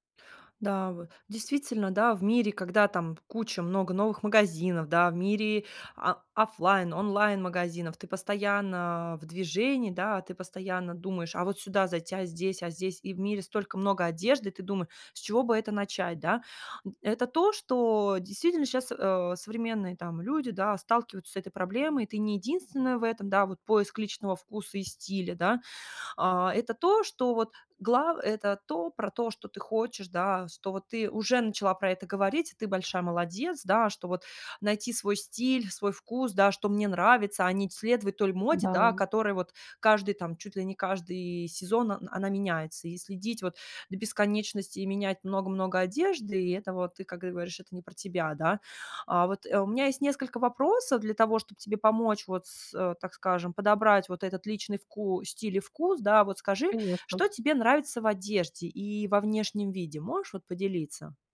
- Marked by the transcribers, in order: none
- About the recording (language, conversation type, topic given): Russian, advice, Как мне найти свой личный стиль и вкус?